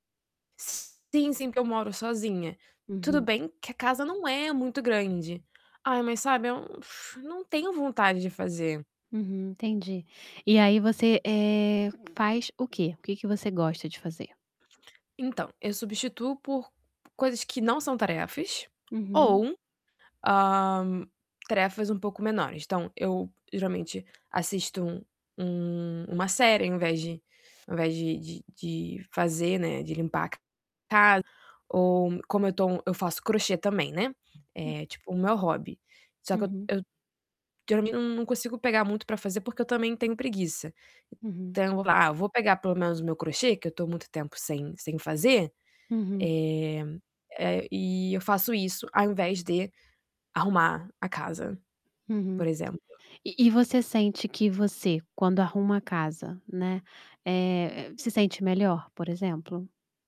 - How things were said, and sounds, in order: static; tapping; distorted speech; other background noise
- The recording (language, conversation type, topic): Portuguese, advice, Por que eu sempre adio tarefas em busca de gratificação imediata?